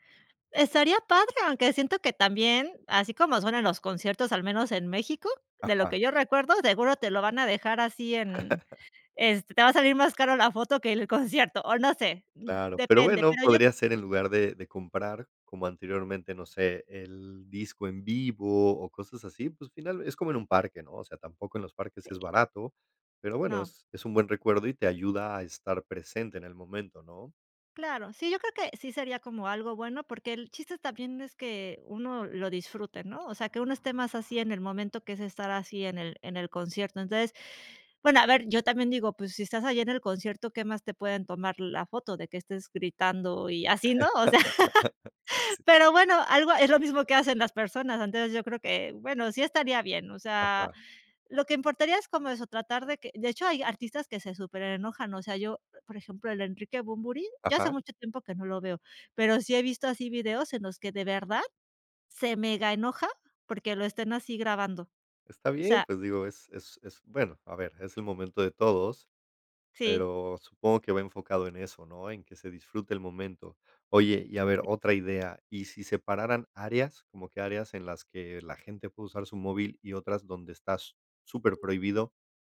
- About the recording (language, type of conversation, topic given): Spanish, podcast, ¿Qué opinas de la gente que usa el celular en conciertos?
- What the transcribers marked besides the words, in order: laugh; laugh; other background noise